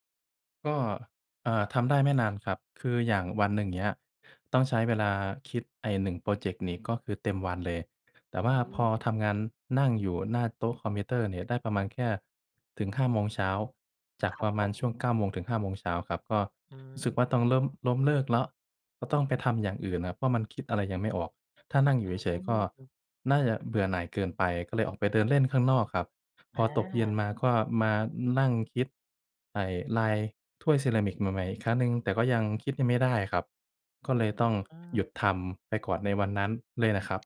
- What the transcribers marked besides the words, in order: none
- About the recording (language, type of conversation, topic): Thai, advice, ทำอย่างไรให้ทำงานสร้างสรรค์ได้ทุกวันโดยไม่เลิกกลางคัน?